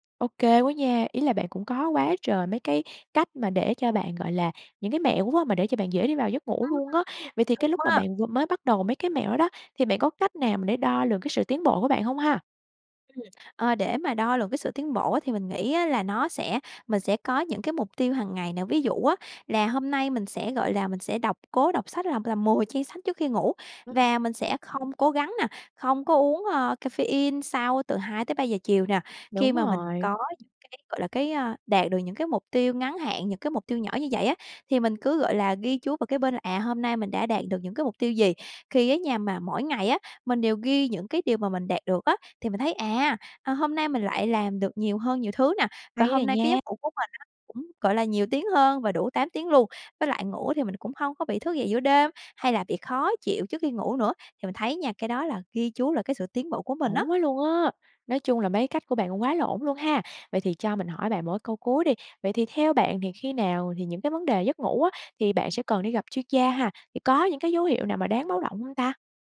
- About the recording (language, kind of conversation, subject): Vietnamese, podcast, Thói quen ngủ ảnh hưởng thế nào đến mức stress của bạn?
- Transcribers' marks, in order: tapping; in English: "caffeine"